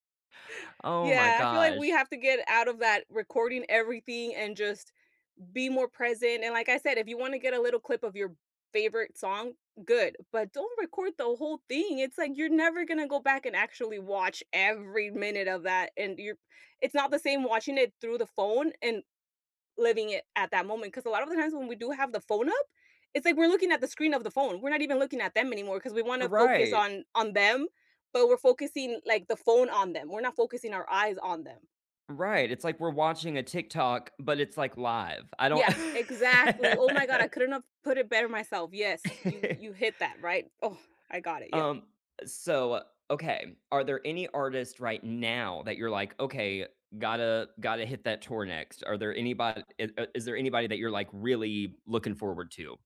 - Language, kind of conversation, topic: English, unstructured, Which concerts surprised you—for better or worse—and what made them unforgettable?
- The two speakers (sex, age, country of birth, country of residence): female, 35-39, United States, United States; male, 35-39, United States, United States
- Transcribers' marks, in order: stressed: "every"; laugh